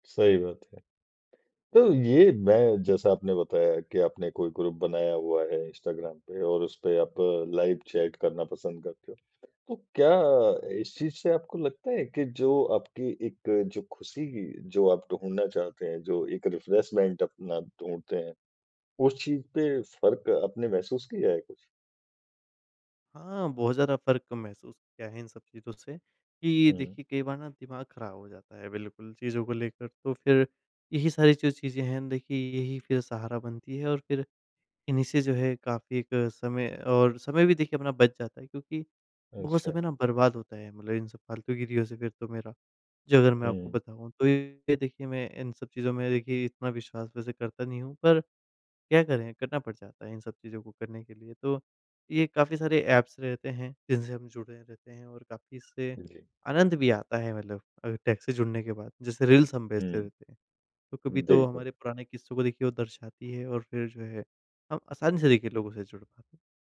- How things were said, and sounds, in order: in English: "ग्रुप"; in English: "लाइव चैट"; in English: "रिफ़्रेशमेंट"; in English: "टेक"; in English: "रील्स"
- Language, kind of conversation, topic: Hindi, podcast, दूर रहने वालों से जुड़ने में तकनीक तुम्हारी कैसे मदद करती है?